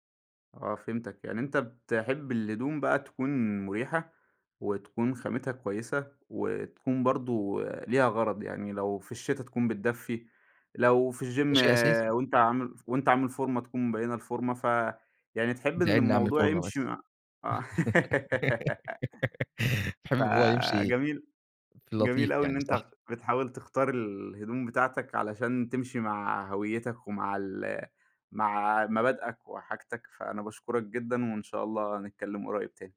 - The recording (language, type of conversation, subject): Arabic, podcast, بتحس إن لبسك جزء من هويتك الثقافية؟
- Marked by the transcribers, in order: in English: "الgym"; laugh